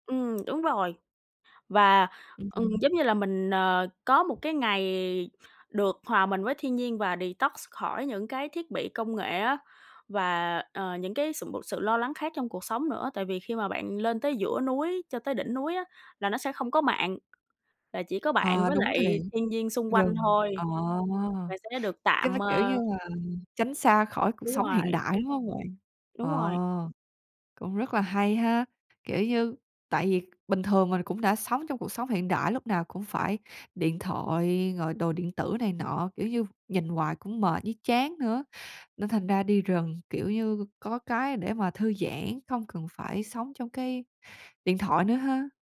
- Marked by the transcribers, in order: tapping; in English: "detox"; "sự" said as "sụm"; other background noise
- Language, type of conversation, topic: Vietnamese, podcast, Bạn đã từng thấy thiên nhiên giúp chữa lành tâm trạng của mình chưa?